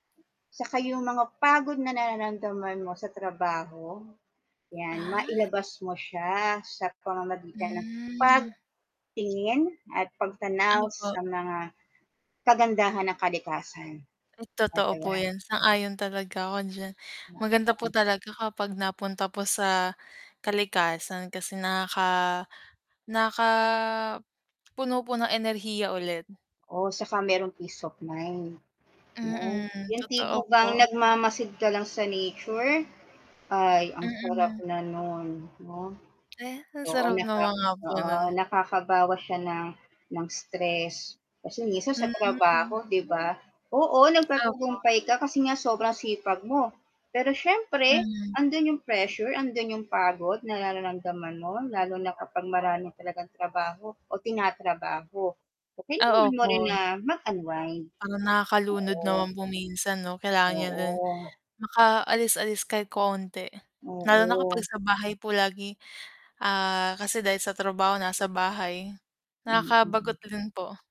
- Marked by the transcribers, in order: static; drawn out: "Hmm"; other background noise; mechanical hum; drawn out: "Hmm"; distorted speech; background speech; "rin" said as "lin"
- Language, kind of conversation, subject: Filipino, unstructured, Paano mo ipinagdiriwang ang tagumpay sa trabaho?